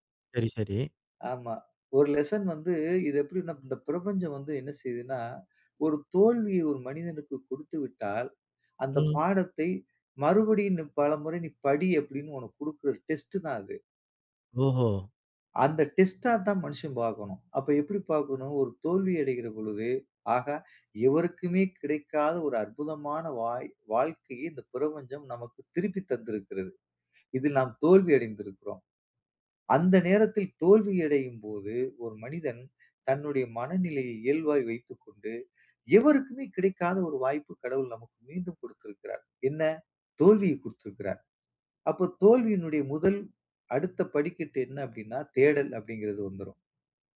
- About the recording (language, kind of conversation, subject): Tamil, podcast, தோல்வியால் மனநிலையை எப்படி பராமரிக்கலாம்?
- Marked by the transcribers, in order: in English: "லெசன்"; other background noise